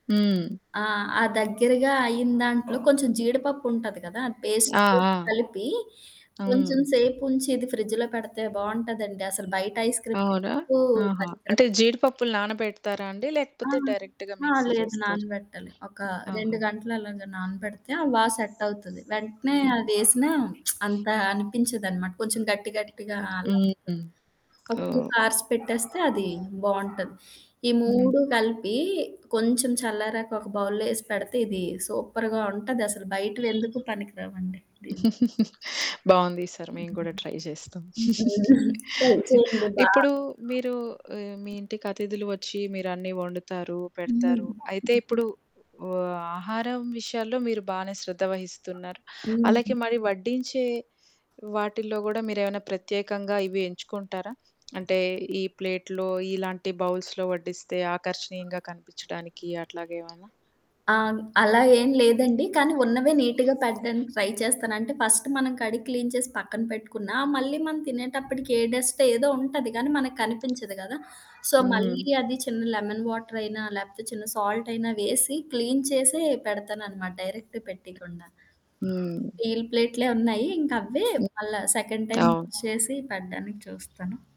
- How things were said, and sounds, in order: other background noise; static; in English: "పేస్ట్"; in English: "ఫ్రిడ్జ్‌లో"; in English: "ఐస్ క్రీమ్"; distorted speech; in English: "డైరెక్ట్‌గా మిక్సీ"; in English: "సెట్"; lip smack; in English: "టూ అవర్స్"; dog barking; in English: "బౌల్‌లో"; in English: "సూపర్‌గా"; horn; tapping; giggle; in English: "ట్రై"; giggle; in English: "ట్రై"; in English: "ప్లేట్‌లో"; in English: "బౌల్స్‌లో"; in English: "నీట్‌గా"; in English: "ట్రై"; in English: "ఫస్ట్"; in English: "క్లీన్"; in English: "డస్ట్"; in English: "సో"; in English: "లెమన్ వాటర్"; in English: "సాల్ట్"; in English: "క్లీన్"; in English: "డైరెక్ట్"; in English: "స్టీల్ ప్లేట్‌లే"; in English: "సెకండ్ టైమ్ యూజ్"
- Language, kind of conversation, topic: Telugu, podcast, అతిథుల కోసం వంట చేసేటప్పుడు మీరు ప్రత్యేకంగా ఏం చేస్తారు?